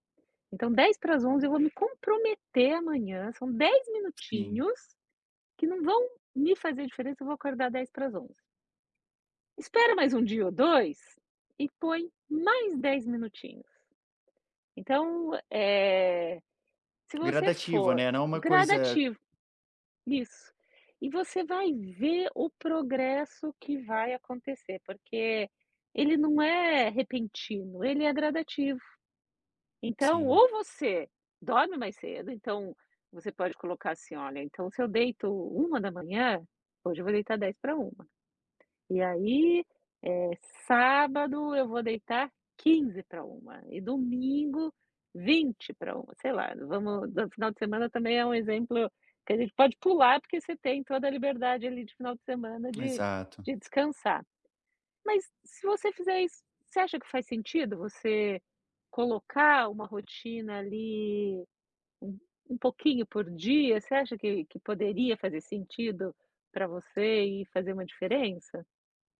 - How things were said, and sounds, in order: other background noise; tapping
- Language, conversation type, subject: Portuguese, advice, Como posso manter a consistência diária na prática de atenção plena?